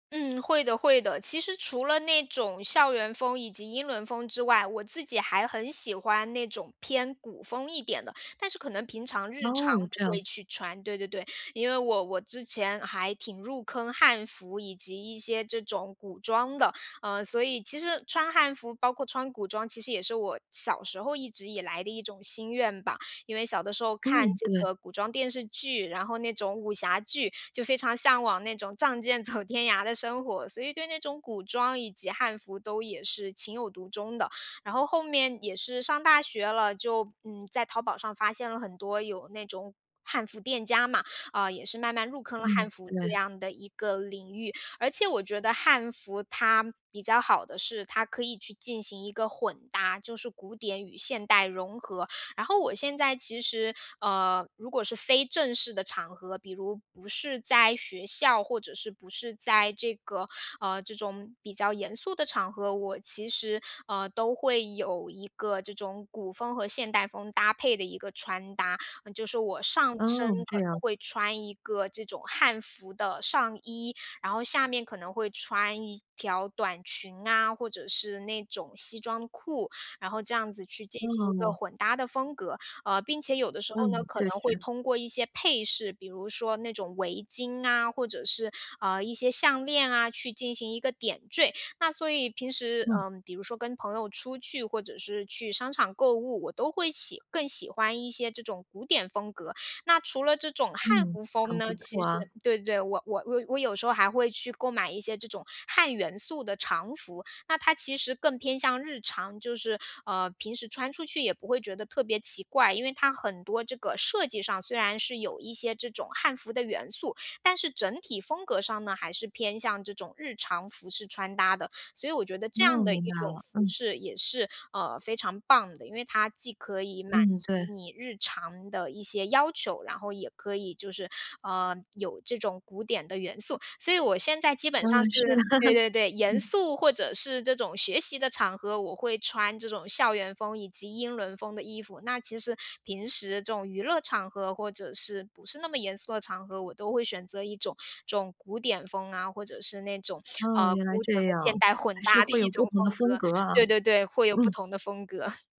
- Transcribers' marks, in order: laughing while speaking: "走"; chuckle; chuckle
- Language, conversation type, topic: Chinese, podcast, 你是如何找到适合自己的风格的？